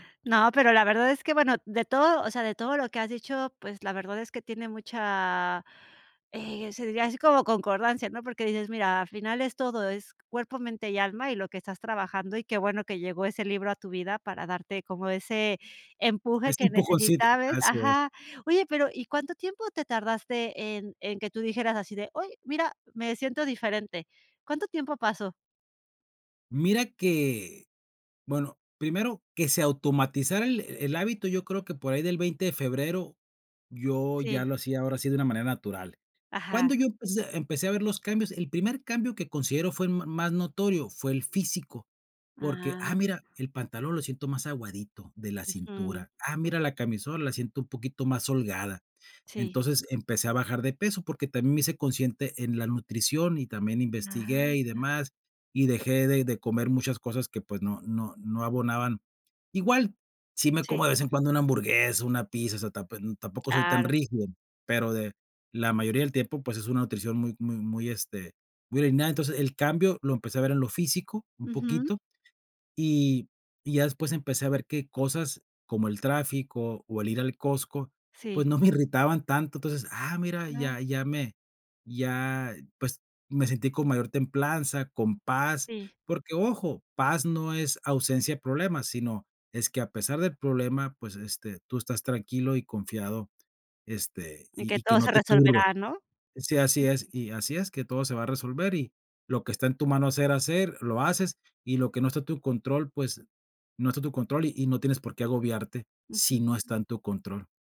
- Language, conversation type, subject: Spanish, podcast, ¿Qué hábito diario tiene más impacto en tu bienestar?
- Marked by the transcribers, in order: laughing while speaking: "me"; unintelligible speech; other background noise